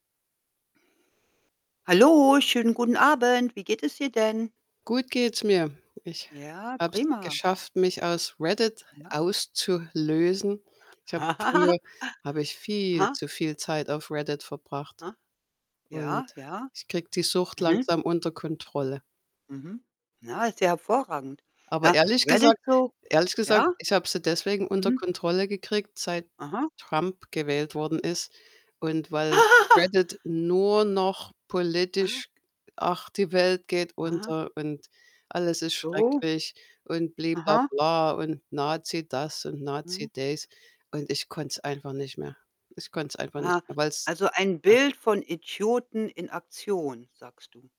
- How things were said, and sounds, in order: other background noise; static; laugh; laugh
- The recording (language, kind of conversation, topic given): German, unstructured, Welche Rolle spielen soziale Medien in der Politik?